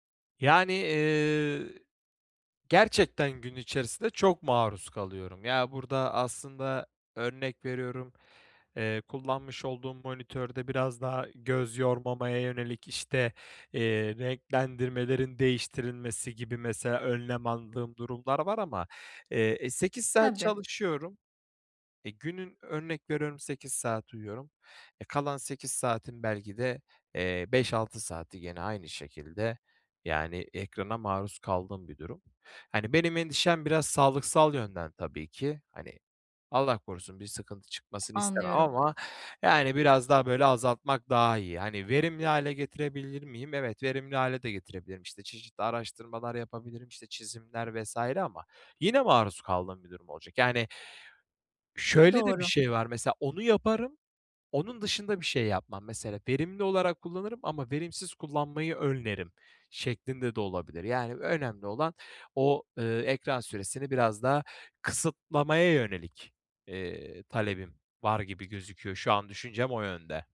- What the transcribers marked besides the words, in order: other background noise; tapping
- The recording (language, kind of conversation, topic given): Turkish, advice, Ekranlarla çevriliyken boş zamanımı daha verimli nasıl değerlendirebilirim?